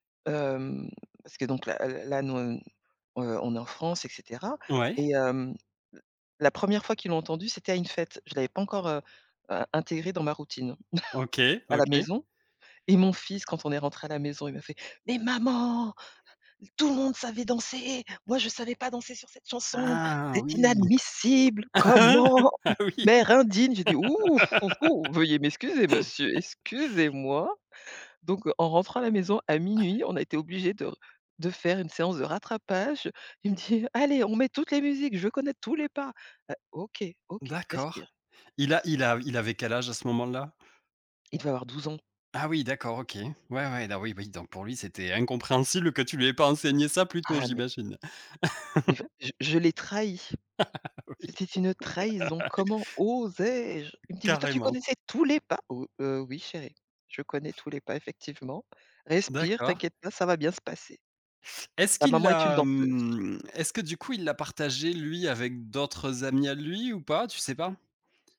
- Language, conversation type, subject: French, podcast, Quelle musique te rappelle tes origines ?
- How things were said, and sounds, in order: chuckle; put-on voice: "Mais maman ! Tout le monde … Comment ? Mère indigne !"; tapping; laughing while speaking: "Ah, oui"; put-on voice: "Hou hou hou, veuillez m'excuser monsieur, excusez-moi"; laugh; chuckle; other noise; other background noise; laugh; laughing while speaking: "Ah oui"; laugh